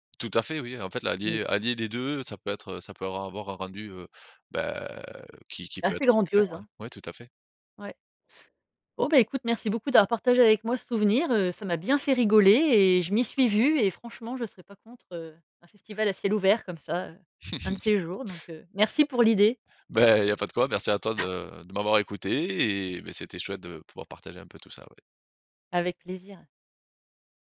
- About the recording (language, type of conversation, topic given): French, podcast, Quel est ton meilleur souvenir de festival entre potes ?
- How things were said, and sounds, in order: laugh; chuckle